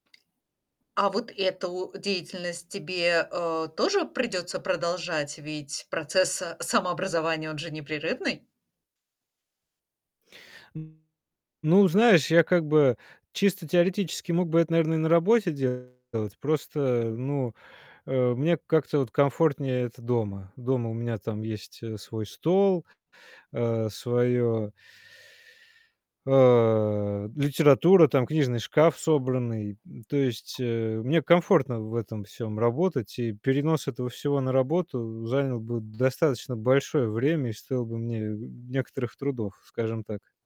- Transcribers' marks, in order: tapping; other background noise; distorted speech
- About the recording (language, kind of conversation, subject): Russian, advice, Как мне начать регулярно тренироваться, если я постоянно откладываю занятия?